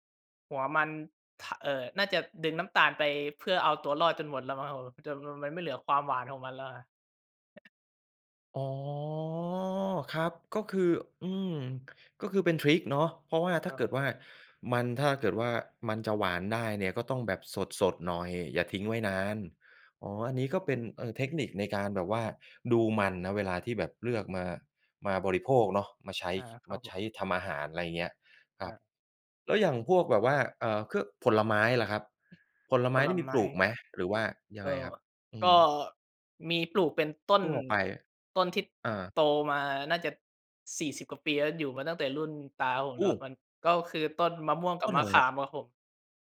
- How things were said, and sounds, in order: tapping; drawn out: "อ๋อ"; other background noise
- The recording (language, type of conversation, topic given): Thai, podcast, ทำอย่างไรให้กินผักและผลไม้เป็นประจำ?